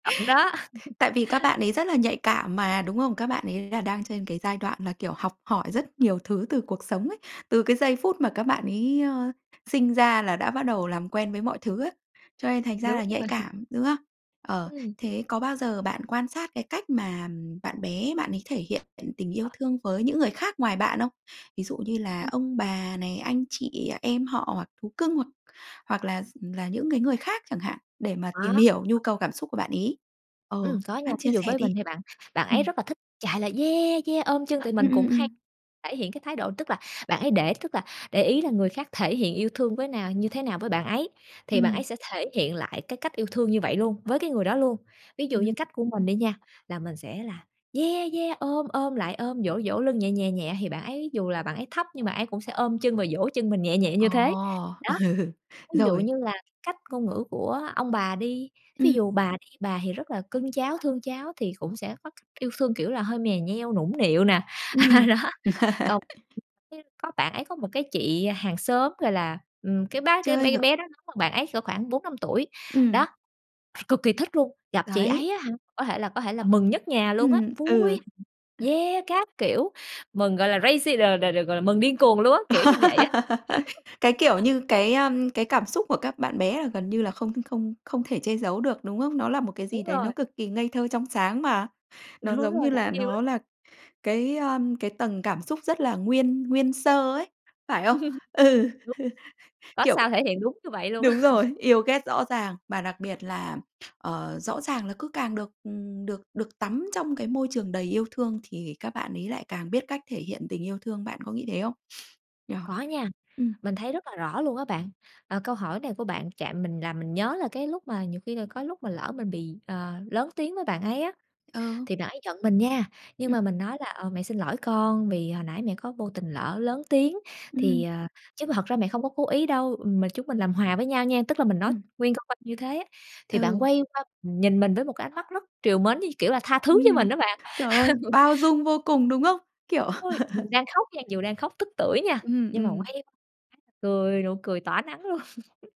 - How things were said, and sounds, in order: chuckle; other background noise; chuckle; unintelligible speech; tapping; laughing while speaking: "Ừ"; chuckle; laugh; laughing while speaking: "Đó"; unintelligible speech; unintelligible speech; other noise; in English: "crazy"; laugh; laughing while speaking: "Đúng"; chuckle; laughing while speaking: "Ừ"; chuckle; laughing while speaking: "á"; chuckle; sniff; chuckle; chuckle; unintelligible speech; laughing while speaking: "luôn"; chuckle
- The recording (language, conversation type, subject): Vietnamese, podcast, Làm sao để nhận ra ngôn ngữ yêu thương của con?